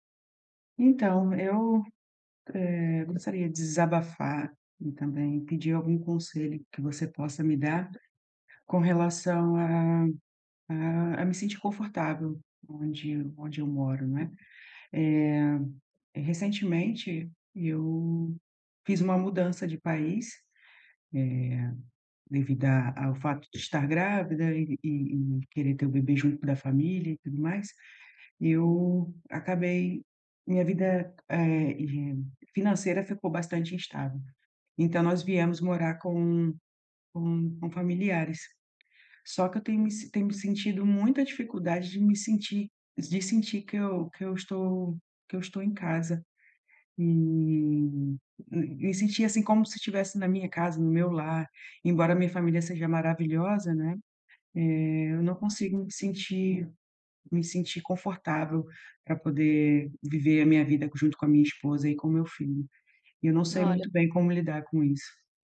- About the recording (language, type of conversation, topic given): Portuguese, advice, Como posso me sentir em casa em um novo espaço depois de me mudar?
- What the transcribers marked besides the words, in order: other background noise; tapping